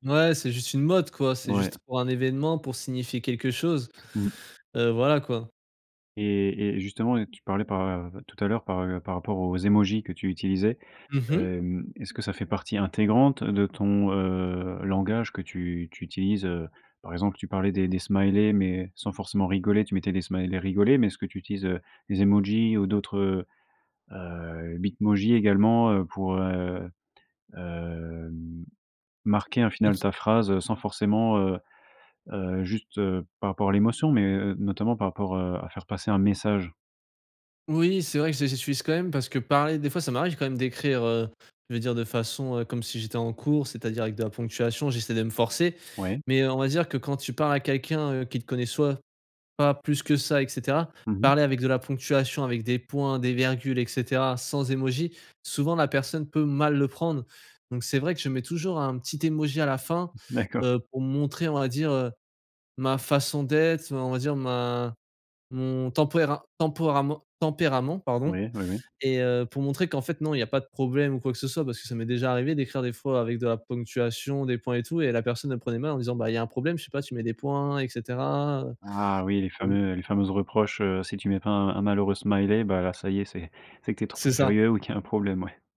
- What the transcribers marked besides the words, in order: tapping; other background noise; drawn out: "heu"; drawn out: "heu, hem"; stressed: "marquer"; "tempérament-" said as "temporament"
- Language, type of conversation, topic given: French, podcast, Comment les réseaux sociaux ont-ils changé ta façon de parler ?